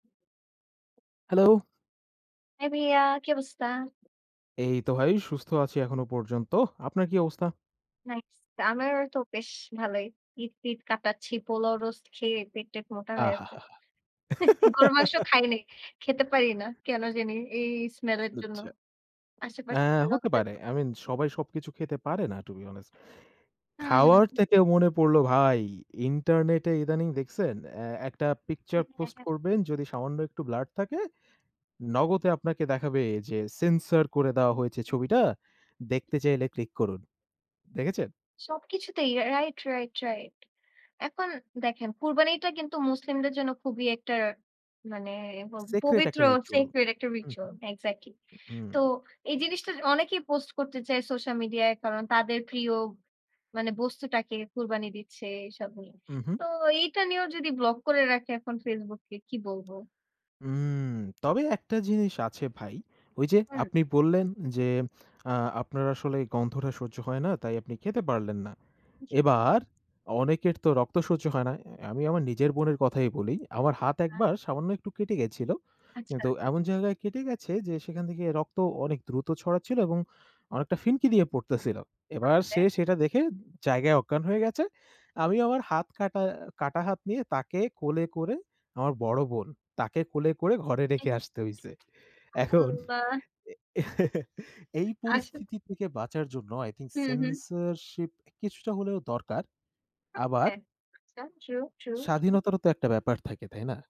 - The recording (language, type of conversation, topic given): Bengali, unstructured, অনলাইন বিষয়বস্তু নিয়ন্ত্রণকে কি অতিরিক্ত নিয়ন্ত্রণ হিসেবে দেখা হয়?
- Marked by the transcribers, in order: tapping; chuckle; laugh; in English: "টু বি অনেস্ট"; unintelligible speech; unintelligible speech; in English: "sacred"; in English: "ritual"; chuckle; in English: "censorship"; unintelligible speech